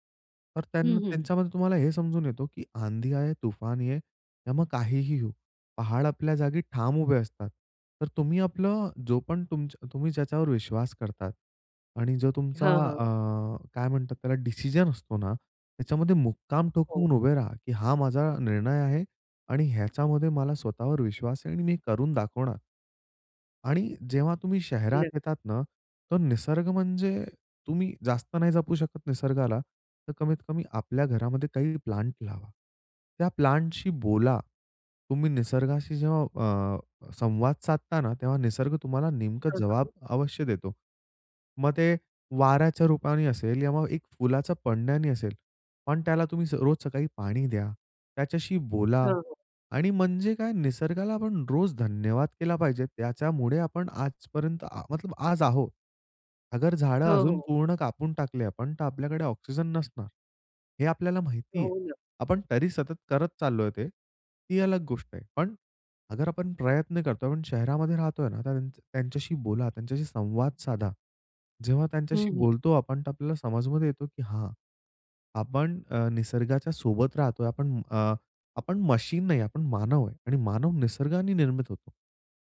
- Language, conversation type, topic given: Marathi, podcast, निसर्गाची साधी जीवनशैली तुला काय शिकवते?
- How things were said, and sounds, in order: in Hindi: "आँधी आये, तूफान ये"; in English: "प्लांट"; in English: "प्लांटशी"; in English: "जवाब"; in Hindi: "मतलब"; in Hindi: "अगर"; in Hindi: "अलग"; in Hindi: "अगर"